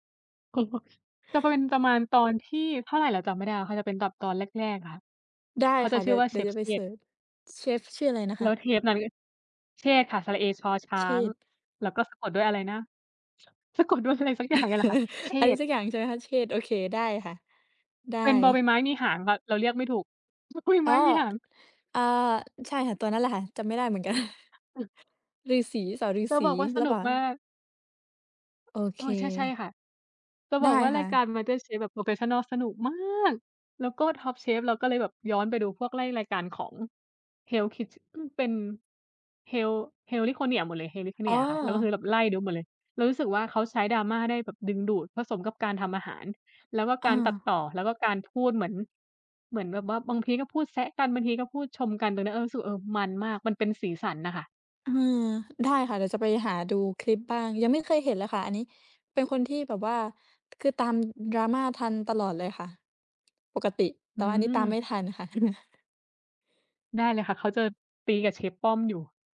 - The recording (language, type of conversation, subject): Thai, unstructured, การใส่ดราม่าในรายการโทรทัศน์ทำให้คุณรู้สึกอย่างไร?
- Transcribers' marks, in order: unintelligible speech; "จะเป็น" said as "ปะเว็น"; laughing while speaking: "สะกดด้วยอะไรสักอย่างเนี่ยแหละค่ะ"; chuckle; laughing while speaking: "บ บอใบไม้มีหาง"; chuckle; in English: "โพรเฟสชันนัล"; stressed: "มาก"; "แบบ" said as "แหลบ"; chuckle